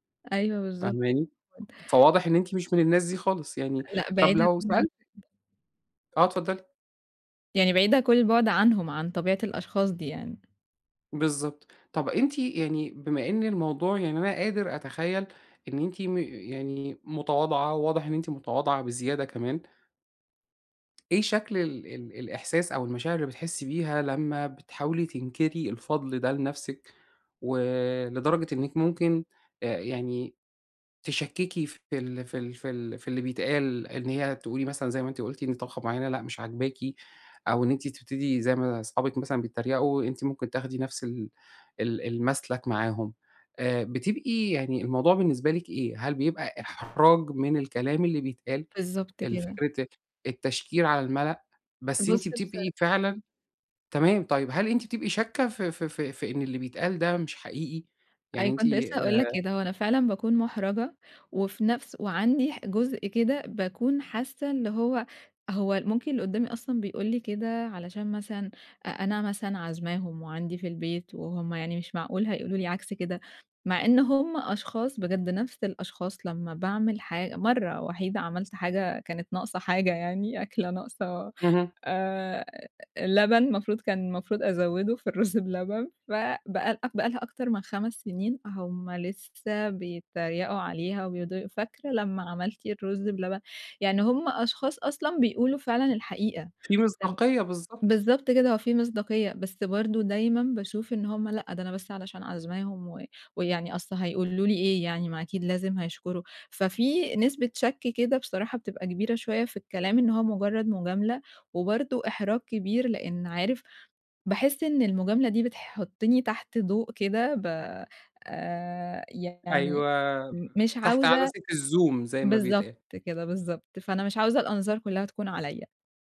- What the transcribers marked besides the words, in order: unintelligible speech; other background noise; tapping; in English: "الزوم"
- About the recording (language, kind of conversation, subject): Arabic, advice, إزاي أتعامل بثقة مع مجاملات الناس من غير ما أحس بإحراج أو انزعاج؟